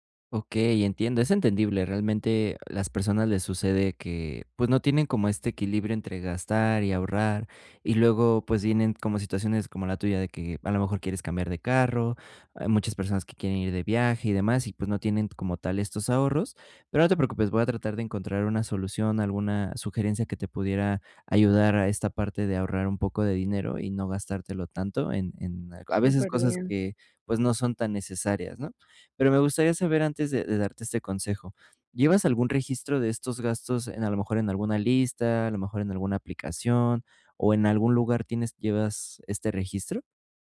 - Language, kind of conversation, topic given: Spanish, advice, ¿Cómo puedo equilibrar mis gastos y mi ahorro cada mes?
- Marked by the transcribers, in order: none